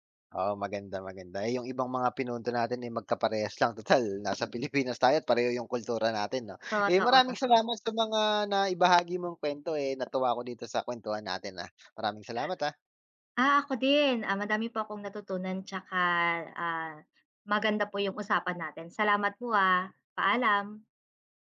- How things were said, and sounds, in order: tapping; other background noise
- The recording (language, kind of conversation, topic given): Filipino, unstructured, Paano mo ipinapakita ang pagmamahal sa iyong pamilya araw-araw?